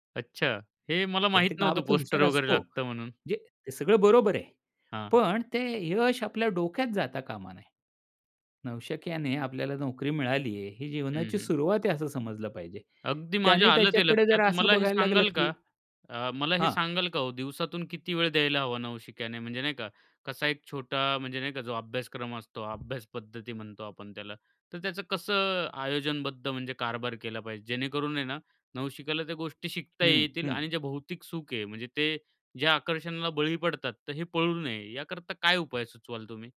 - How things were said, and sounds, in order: tapping; other noise; other background noise
- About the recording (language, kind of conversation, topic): Marathi, podcast, नवशिक्याने सुरुवात करताना कोणत्या गोष्टींपासून सुरूवात करावी, असं तुम्ही सुचवाल?